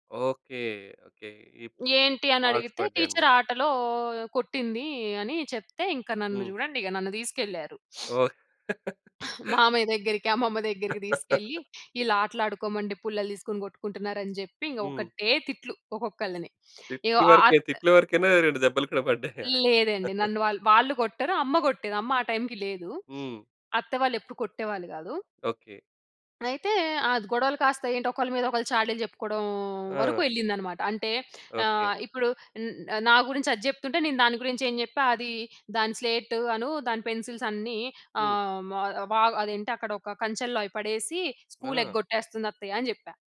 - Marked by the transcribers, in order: in English: "మార్క్స్"; in English: "టీచర్"; sniff; laugh; laughing while speaking: "తిట్లు వరకే, తిట్ల వరకే‌నా? రెండు దెబ్బలు కూడా పడ్డాయా?"; in English: "స్లేట్"; in English: "పెన్సిల్స్"
- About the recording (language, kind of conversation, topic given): Telugu, podcast, మీ చిన్నప్పట్లో మీరు ఆడిన ఆటల గురించి వివరంగా చెప్పగలరా?